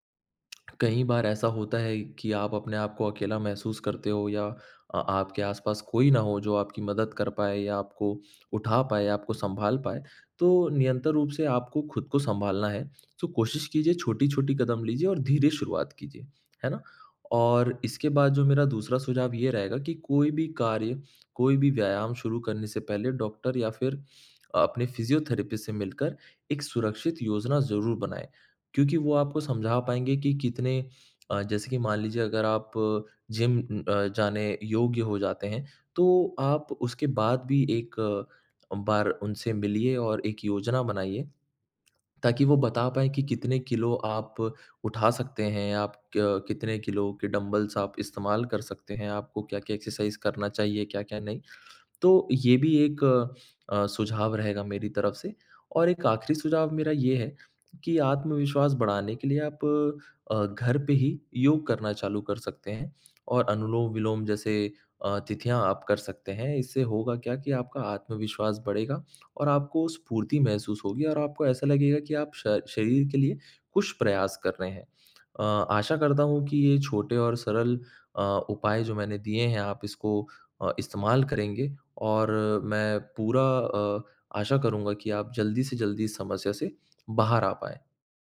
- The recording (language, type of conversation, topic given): Hindi, advice, पुरानी चोट के बाद फिर से व्यायाम शुरू करने में डर क्यों लगता है और इसे कैसे दूर करें?
- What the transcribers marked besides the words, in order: tongue click; in English: "फिज़ियोथेरेपिस्ट"; in English: "डम्बल्स"; in English: "एक्सरसाइज़"